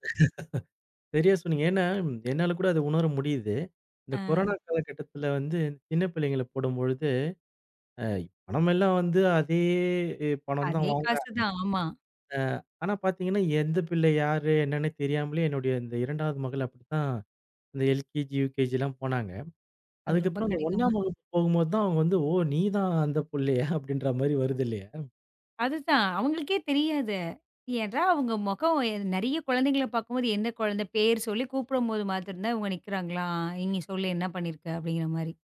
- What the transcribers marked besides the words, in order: laugh; other noise; drawn out: "அதே"; in English: "எல்கேஜி, யுகேஜிலாம்"; laughing while speaking: "அப்படின்ற மாதிரி வருது இல்லையா?"
- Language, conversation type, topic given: Tamil, podcast, நீங்கள் இணைய வழிப் பாடங்களையா அல்லது நேரடி வகுப்புகளையா அதிகம் விரும்புகிறீர்கள்?